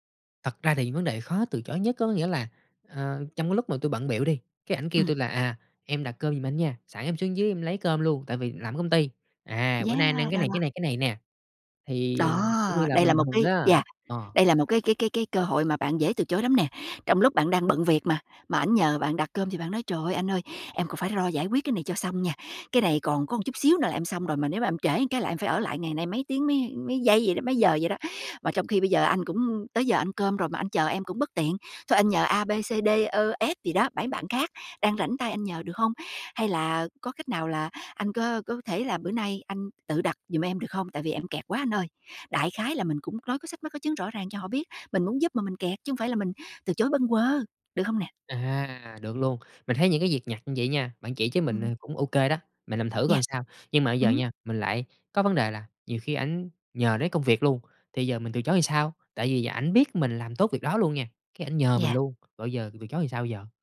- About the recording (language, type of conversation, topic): Vietnamese, advice, Bạn lợi dụng mình nhưng mình không biết từ chối
- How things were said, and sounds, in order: tapping; other background noise